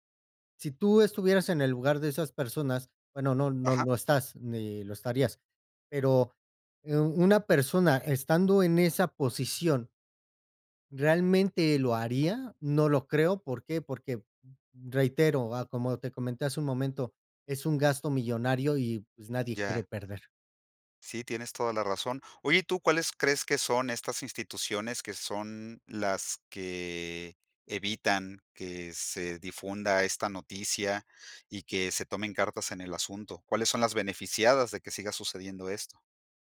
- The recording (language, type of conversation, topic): Spanish, podcast, ¿Qué opinas sobre el problema de los plásticos en la naturaleza?
- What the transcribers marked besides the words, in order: none